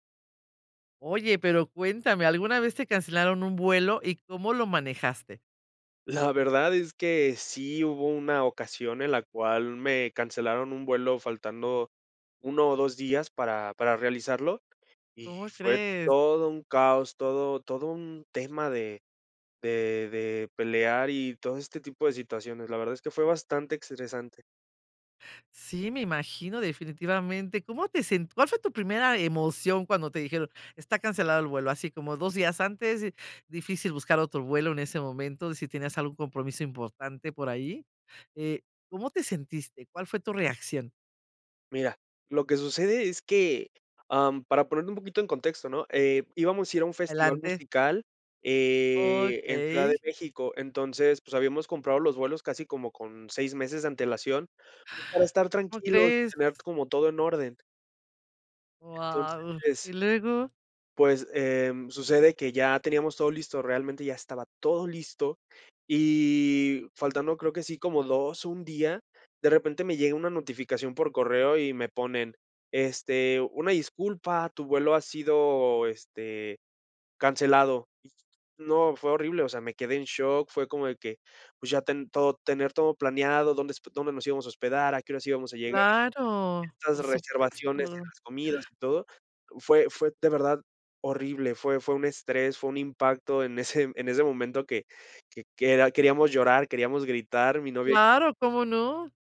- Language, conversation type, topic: Spanish, podcast, ¿Alguna vez te cancelaron un vuelo y cómo lo manejaste?
- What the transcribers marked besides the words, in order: none